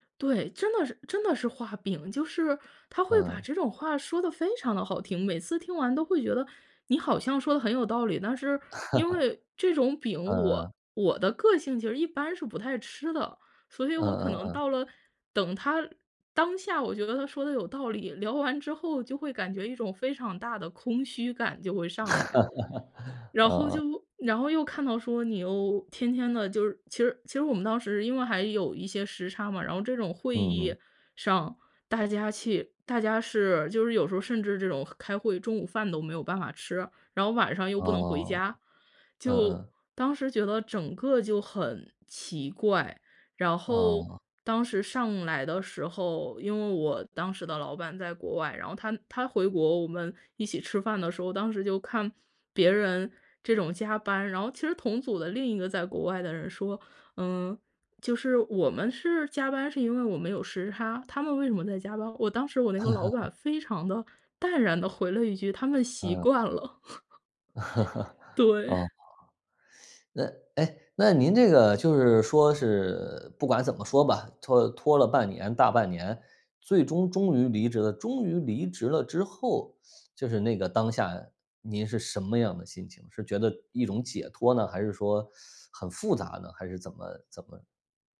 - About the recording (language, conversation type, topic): Chinese, podcast, 你如何判断该坚持还是该放弃呢?
- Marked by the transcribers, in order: other background noise; laugh; laugh; "去" said as "砌"; laugh; laugh; teeth sucking; chuckle; teeth sucking